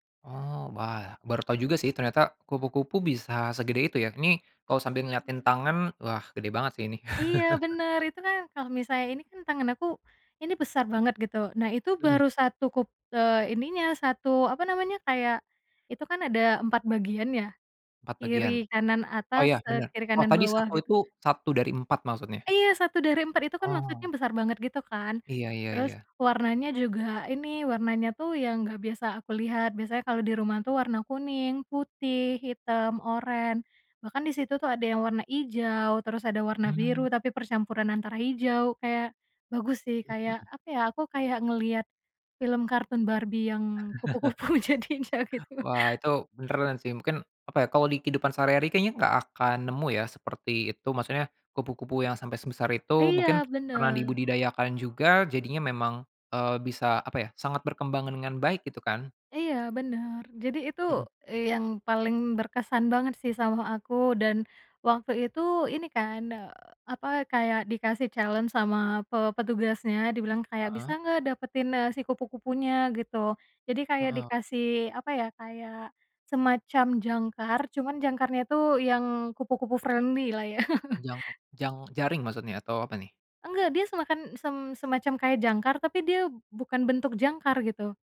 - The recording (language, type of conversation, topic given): Indonesian, podcast, Mengapa menurutmu orang perlu meluangkan waktu sendiri di alam?
- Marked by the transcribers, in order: chuckle; chuckle; laughing while speaking: "kupu-kupu jadinya gitu"; in English: "challenge"; in English: "friendly-lah"; chuckle